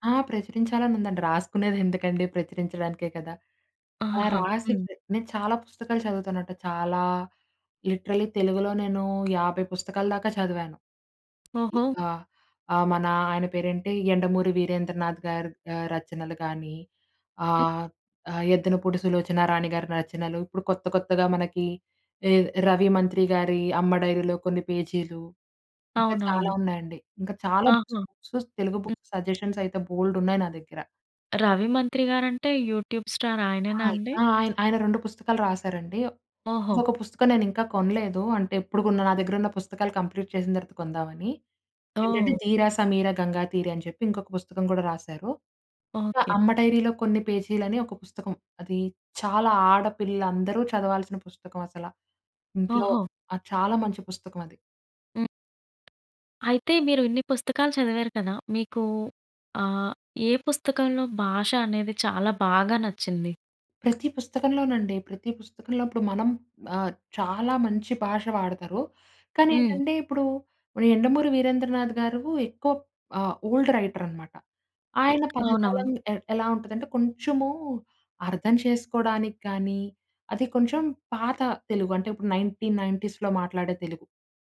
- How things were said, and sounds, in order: other background noise; in English: "లిటరలీ"; in English: "బుక్స్, బుక్స్"; in English: "బుక్స్ సజెషన్స్"; tapping; in English: "యూట్యూబ్ స్టార్"; in English: "వ్కంప్లీట్"; in English: "ఓల్డ్"; in English: "నైన్‌టీన్ నైంటీస్‌లో"
- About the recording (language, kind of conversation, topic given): Telugu, podcast, మీ భాష మీ గుర్తింపుపై ఎంత ప్రభావం చూపుతోంది?